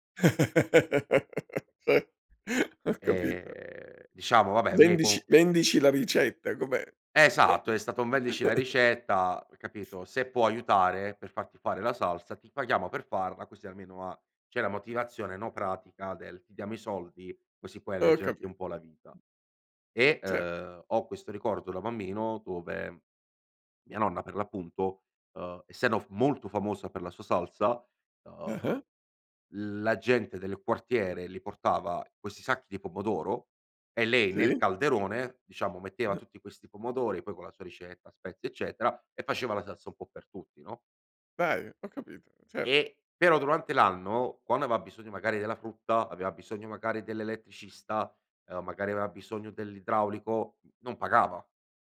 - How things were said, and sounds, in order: chuckle; laughing while speaking: "Sì, ho capito"; chuckle; drawn out: "Ehm"; "diciamo" said as "disciamo"; chuckle; other background noise; tapping; other noise; "aveva" said as "avea"
- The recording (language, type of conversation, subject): Italian, podcast, Quali valori dovrebbero unire un quartiere?